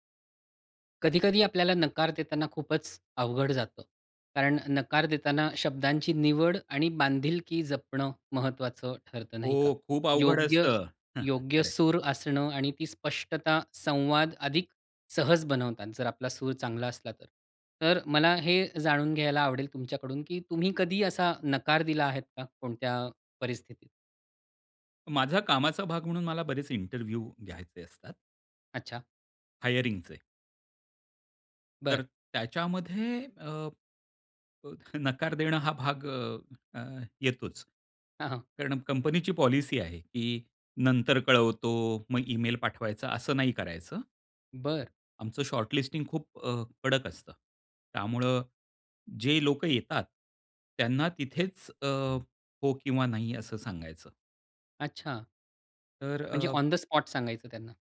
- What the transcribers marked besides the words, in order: chuckle; tapping; in English: "इंटरव्ह्यू"; laughing while speaking: "नकार"; laughing while speaking: "हां, हां"; in English: "ऑन द स्पॉट"
- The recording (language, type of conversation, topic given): Marathi, podcast, नकार देताना तुम्ही कसे बोलता?